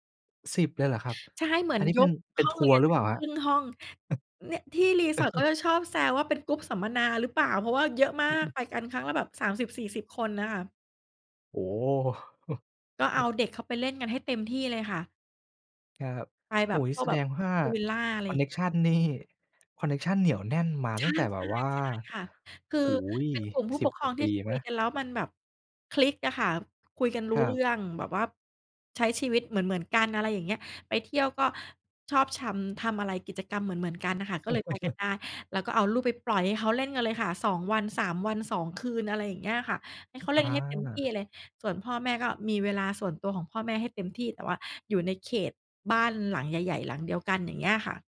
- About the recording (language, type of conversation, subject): Thai, podcast, คุณตั้งขอบเขตกับคนที่บ้านอย่างไรเมื่อจำเป็นต้องทำงานที่บ้าน?
- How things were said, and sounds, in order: chuckle; chuckle; chuckle; chuckle